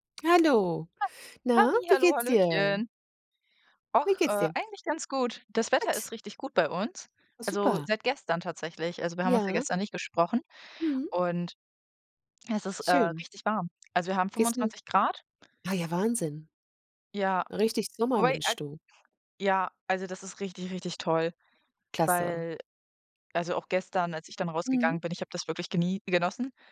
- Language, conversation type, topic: German, unstructured, Worauf freust du dich, wenn du an deine Kindheit zurückdenkst?
- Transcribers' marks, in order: other background noise